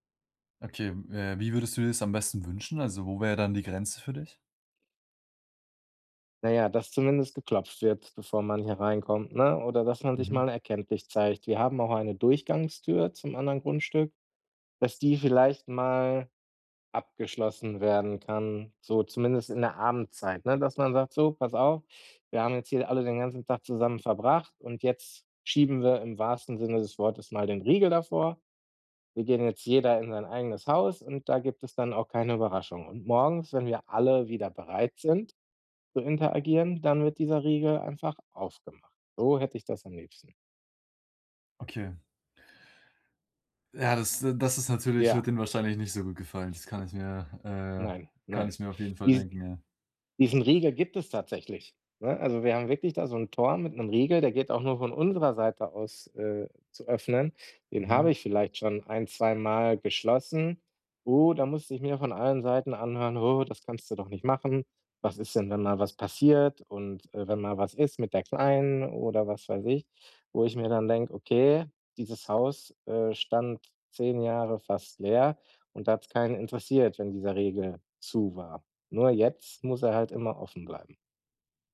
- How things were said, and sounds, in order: none
- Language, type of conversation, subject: German, advice, Wie setze ich gesunde Grenzen gegenüber den Erwartungen meiner Familie?